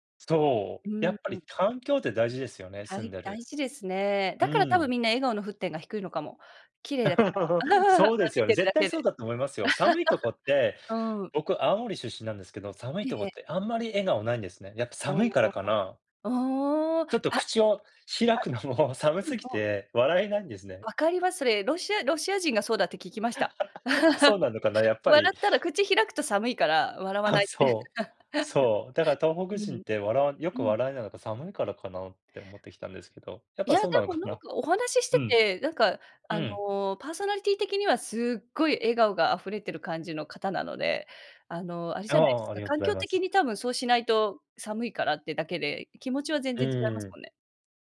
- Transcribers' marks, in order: laugh; laugh; laughing while speaking: "開くのも"; laugh; chuckle; laugh; other background noise; in English: "パーソナリティ"; tapping
- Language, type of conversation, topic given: Japanese, unstructured, あなたの笑顔を引き出すものは何ですか？